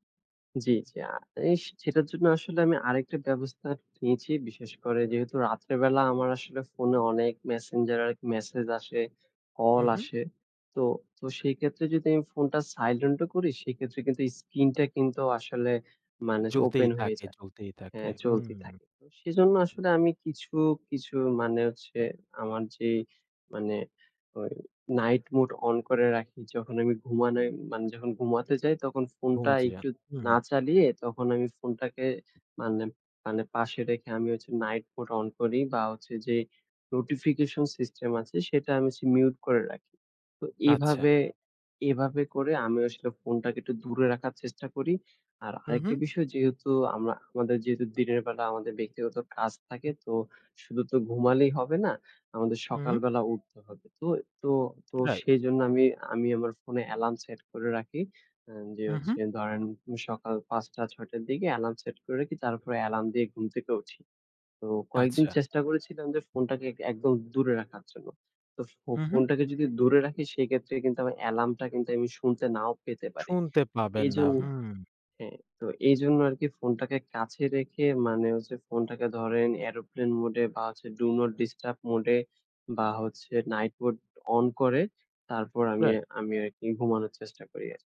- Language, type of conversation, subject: Bengali, podcast, রাতে ফোন না দেখে ঘুমাতে যাওয়ার জন্য তুমি কী কৌশল ব্যবহার করো?
- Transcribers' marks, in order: in English: "silent"; in English: "night mode"; in English: "night mode"; in English: "notification system"; in English: "mute"; in English: "aeroplane mode"; in English: "do not disturb mode"; in English: "night mode"